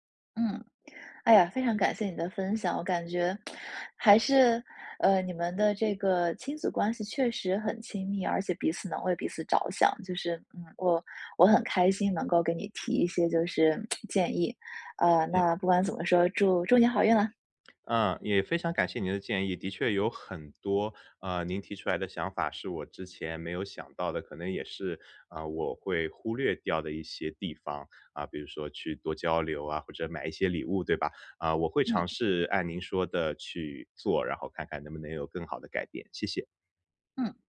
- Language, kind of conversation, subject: Chinese, advice, 我该如何在工作与赡养父母之间找到平衡？
- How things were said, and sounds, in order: tsk; tsk